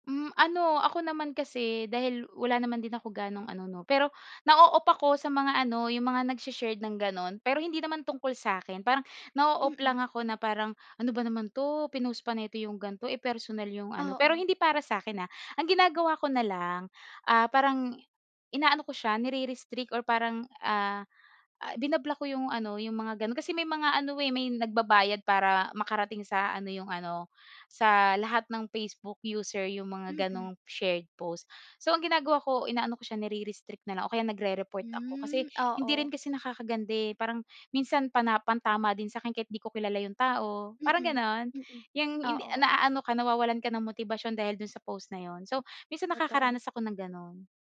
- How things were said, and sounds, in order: none
- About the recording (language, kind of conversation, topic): Filipino, podcast, Paano nakaaapekto ang midyang panlipunan sa mga personal na relasyon?